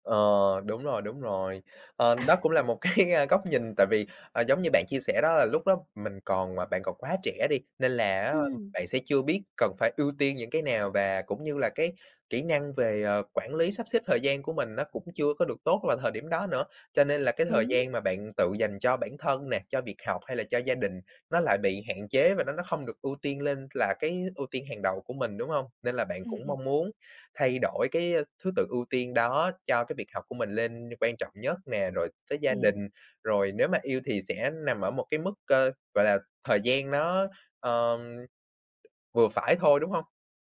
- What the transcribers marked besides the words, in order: laugh; laughing while speaking: "cái"; other background noise; tapping
- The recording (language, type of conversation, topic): Vietnamese, podcast, Bạn muốn nói điều gì với chính mình ở tuổi trẻ?